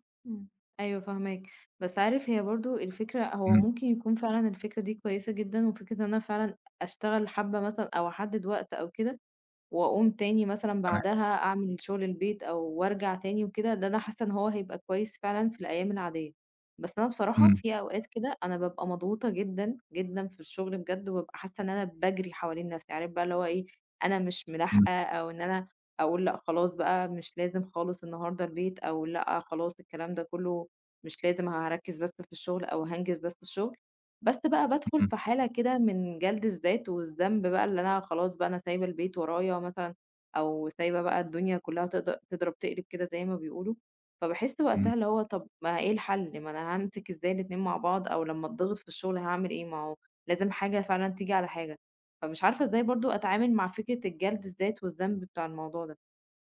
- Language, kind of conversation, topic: Arabic, advice, إزاي غياب التخطيط اليومي بيخلّيك تضيّع وقتك؟
- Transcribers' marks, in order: none